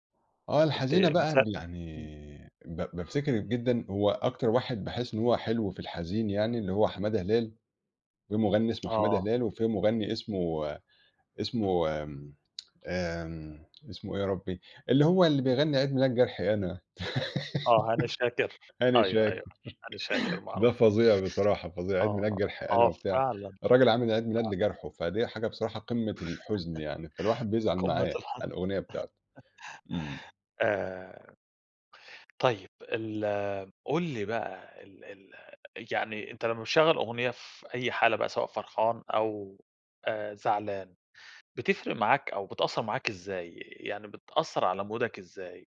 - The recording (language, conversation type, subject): Arabic, podcast, إزاي بتختار أغنية تناسب مزاجك لما تكون زعلان أو فرحان؟
- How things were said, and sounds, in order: tapping; other noise; laugh; chuckle; chuckle; chuckle; in English: "مودك"